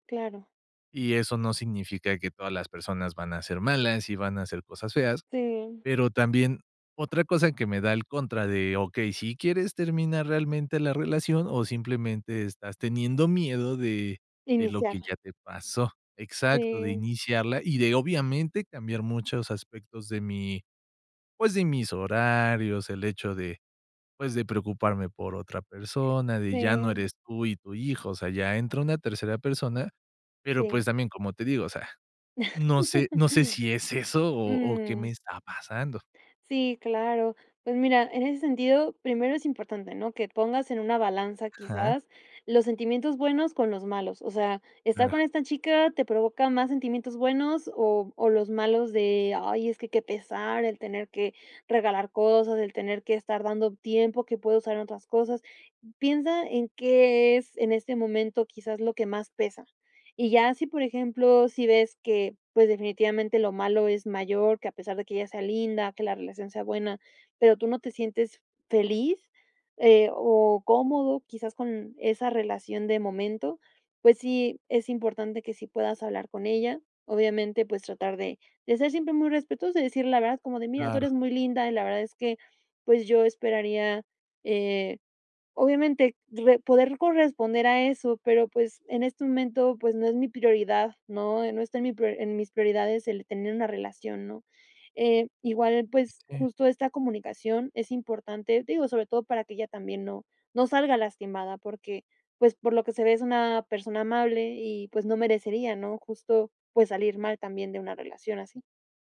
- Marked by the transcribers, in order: other background noise; chuckle
- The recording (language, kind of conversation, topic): Spanish, advice, ¿Cómo puedo pensar en terminar la relación sin sentirme culpable?